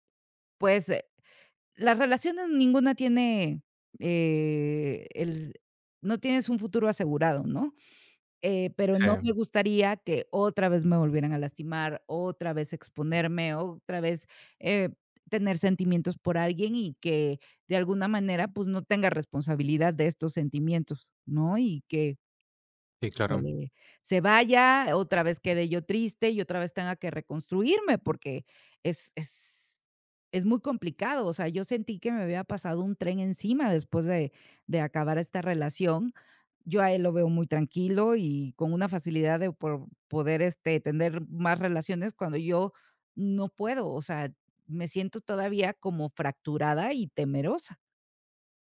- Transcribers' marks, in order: other background noise
- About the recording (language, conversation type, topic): Spanish, advice, ¿Cómo puedo recuperar la confianza en mí después de una ruptura sentimental?